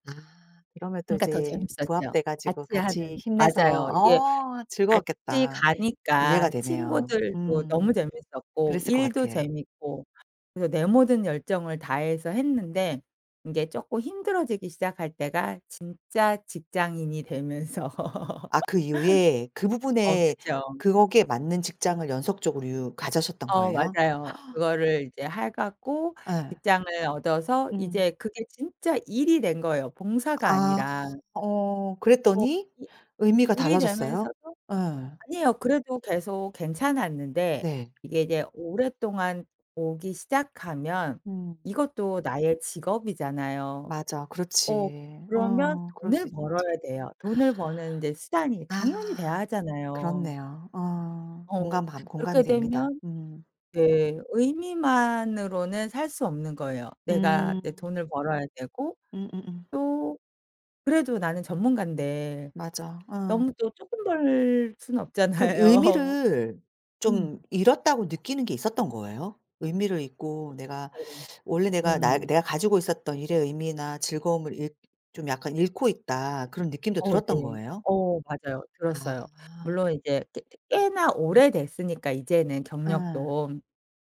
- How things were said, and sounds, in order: tapping; laugh; gasp; other background noise; inhale; laughing while speaking: "없잖아요"; teeth sucking
- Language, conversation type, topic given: Korean, podcast, 지금 하고 계신 일이 본인에게 의미가 있나요?